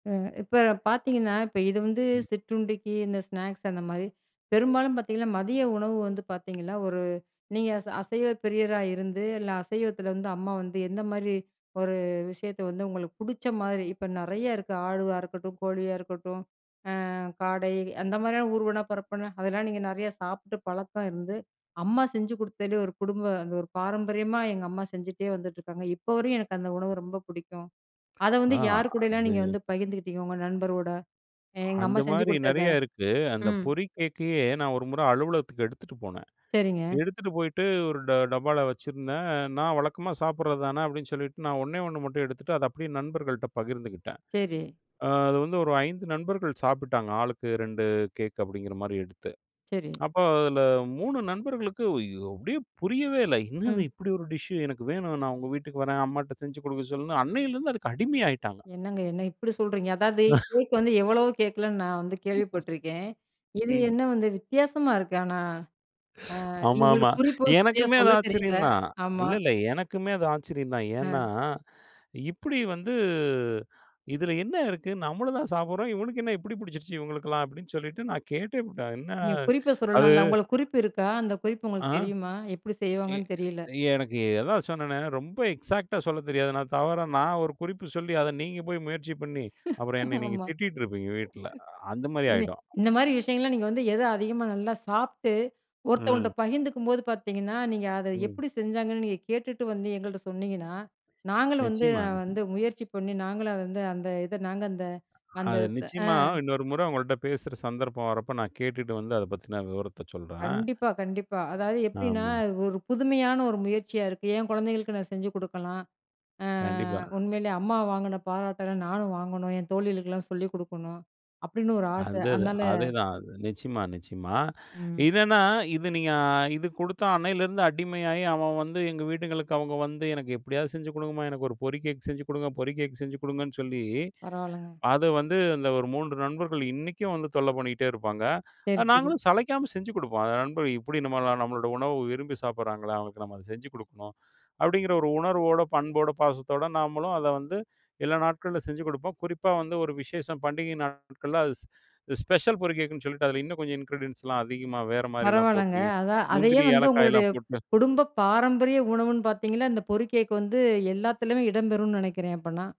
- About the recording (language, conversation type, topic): Tamil, podcast, பாரம்பரிய குடும்ப உணவுகளை பிறருடன் பகிரும்போது உங்களுக்கு எது மிகவும் முக்கியமாக தோன்றுகிறது?
- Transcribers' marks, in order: other noise; tapping; tsk; surprised: "ஐயோ! அப்டியே புரியவே இல்ல. என்னது … அதுக்கு அடிமை ஆயிட்டாங்க"; chuckle; surprised: "ஆமாமா. எனக்குமே அது ஆச்சரியம் தான் … நான் கேட்டே புட்டேன்"; in English: "எக்ஸாக்ட்டா"; laugh; in English: "இன்கிரீடியன்ட்ஸ்லாம்"